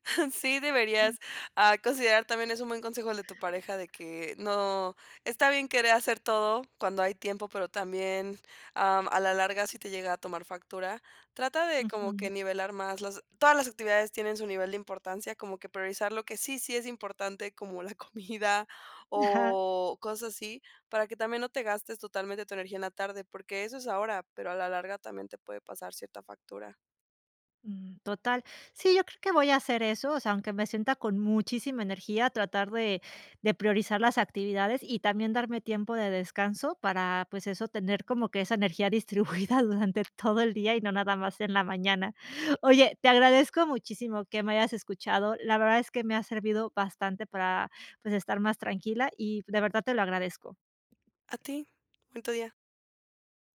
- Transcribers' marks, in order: chuckle; other background noise; laughing while speaking: "comida"; laughing while speaking: "distribuida durante todo el día"
- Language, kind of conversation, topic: Spanish, advice, ¿Cómo puedo mantener mi energía constante durante el día?